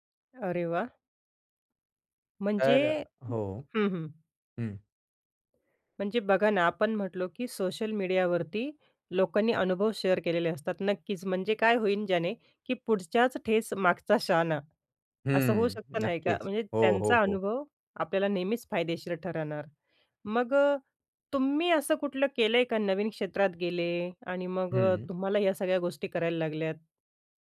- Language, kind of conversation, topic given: Marathi, podcast, नवीन क्षेत्रात उतरताना ज्ञान कसं मिळवलंत?
- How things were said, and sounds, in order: other background noise; in English: "शेअर"